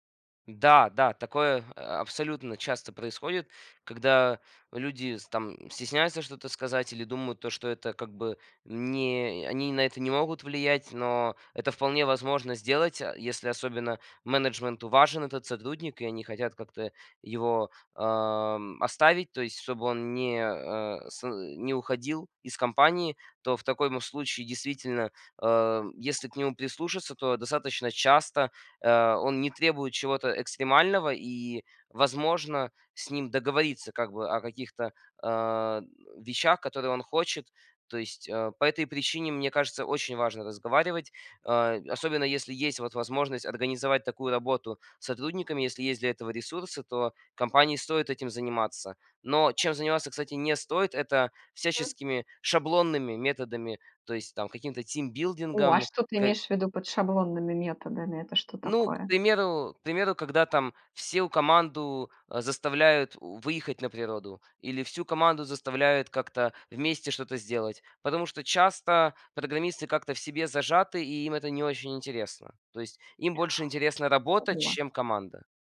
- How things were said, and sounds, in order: "таком" said as "такойма"; tapping
- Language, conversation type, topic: Russian, podcast, Как не потерять интерес к работе со временем?